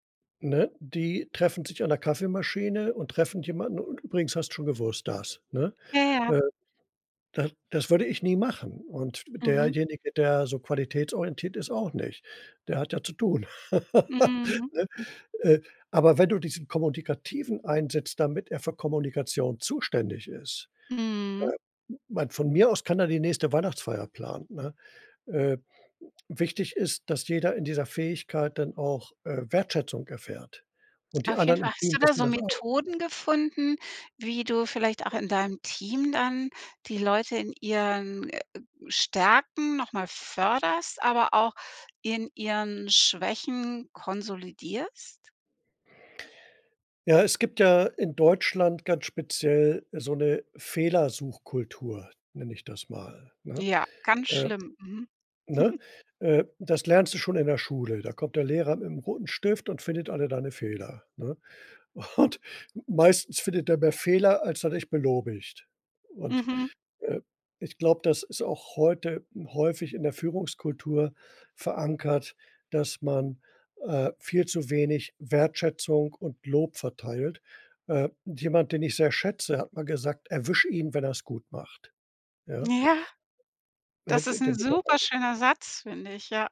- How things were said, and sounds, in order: laugh; other noise; snort; laughing while speaking: "Und"
- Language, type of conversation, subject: German, podcast, Wie gehst du mit Selbstzweifeln um?